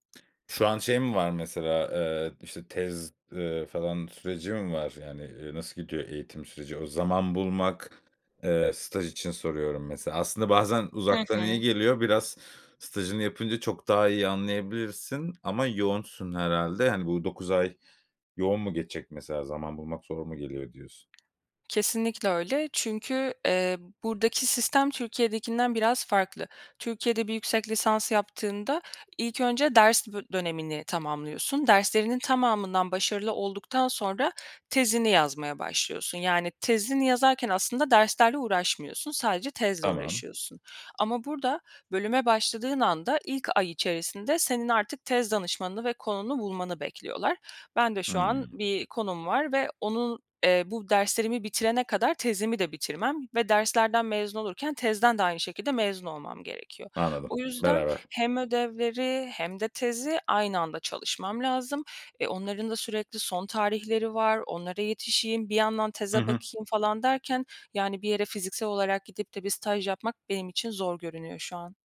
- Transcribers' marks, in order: other background noise
- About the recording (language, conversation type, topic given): Turkish, advice, Mezuniyet sonrası ne yapmak istediğini ve amacını bulamıyor musun?